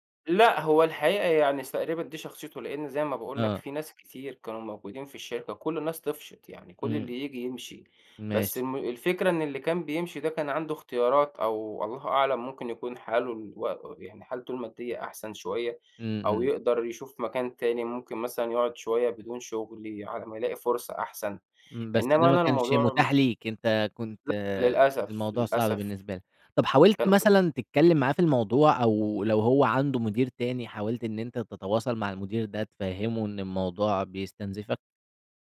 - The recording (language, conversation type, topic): Arabic, podcast, إيه العلامات اللي بتقول إن شغلك بيستنزفك؟
- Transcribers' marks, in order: none